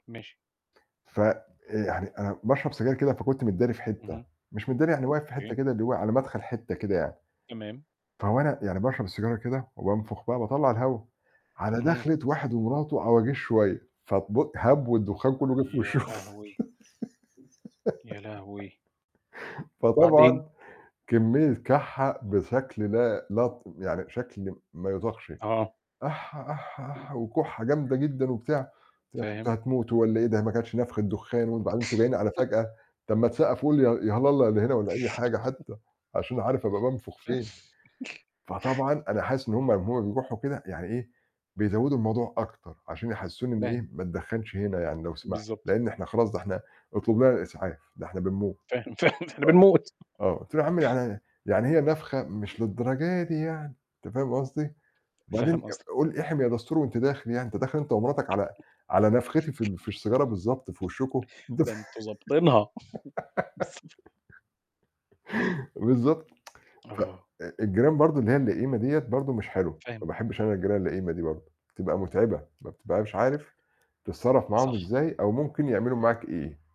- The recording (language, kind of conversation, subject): Arabic, unstructured, إيه الدور اللي بيلعبه جيرانك في حياتك؟
- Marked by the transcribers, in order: tapping; laughing while speaking: "وِشهم"; giggle; distorted speech; chuckle; laugh; other background noise; other noise; laughing while speaking: "فاهم إحنا بنموت"; chuckle; chuckle; giggle